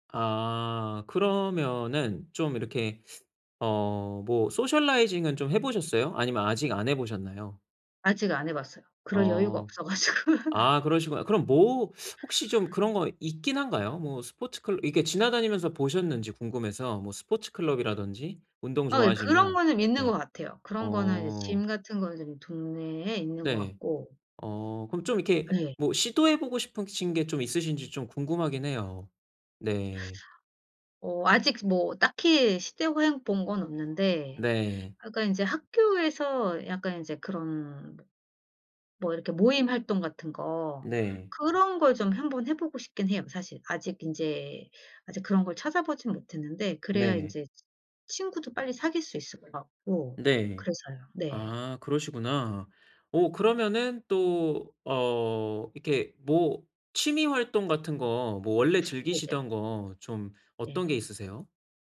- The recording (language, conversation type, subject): Korean, advice, 변화로 인한 상실감을 기회로 바꾸기 위해 어떻게 시작하면 좋을까요?
- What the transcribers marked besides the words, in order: in English: "소셜라이징은"; tapping; laughing while speaking: "없어 가지고"; laugh; in English: "Gym"; other background noise; "시도해" said as "시대호앵"